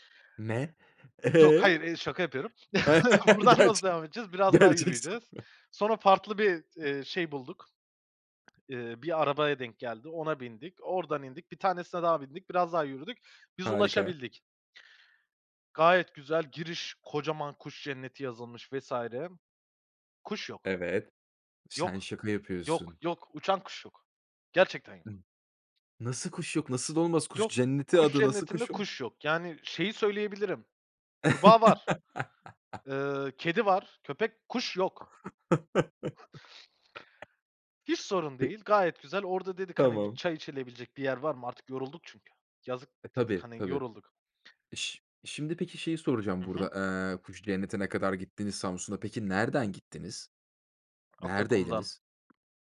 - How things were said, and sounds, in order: laugh; laughing while speaking: "Gerçek gerçek soru"; chuckle; laughing while speaking: "Buradan"; other background noise; laugh; laugh; chuckle; tapping
- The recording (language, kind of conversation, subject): Turkish, podcast, Unutamadığın bir doğa maceranı anlatır mısın?